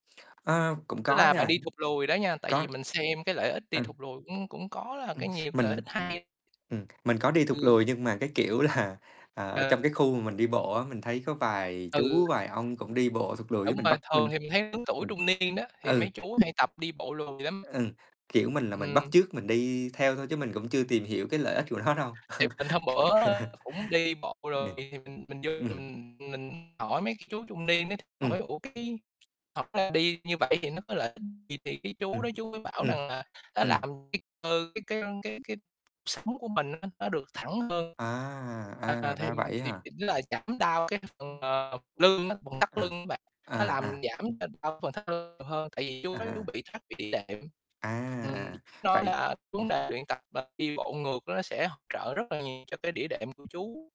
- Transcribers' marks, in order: tapping; other background noise; unintelligible speech; distorted speech; laughing while speaking: "là"; laughing while speaking: "nó đâu"; laugh
- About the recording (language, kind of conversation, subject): Vietnamese, unstructured, Bạn thường bắt đầu ngày mới như thế nào để cảm thấy tràn đầy năng lượng?
- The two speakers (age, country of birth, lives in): 30-34, Vietnam, Vietnam; 60-64, Vietnam, Vietnam